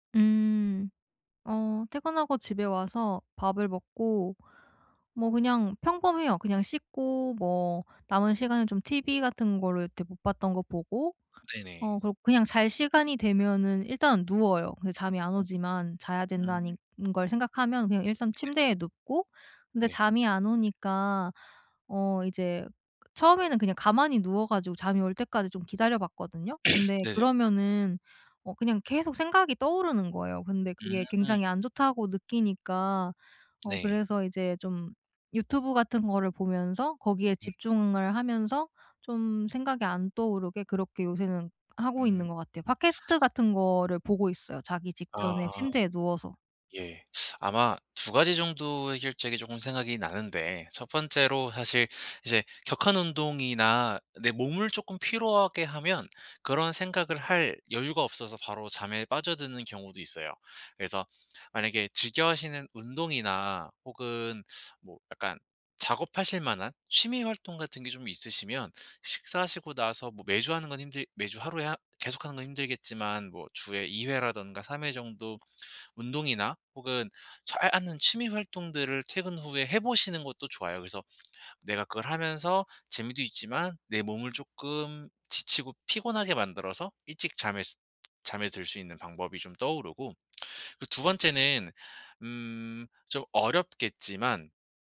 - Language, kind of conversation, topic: Korean, advice, 잠들기 전에 머릿속 생각을 어떻게 정리하면 좋을까요?
- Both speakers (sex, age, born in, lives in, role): female, 30-34, South Korea, South Korea, user; male, 25-29, South Korea, South Korea, advisor
- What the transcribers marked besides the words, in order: other background noise; cough; tapping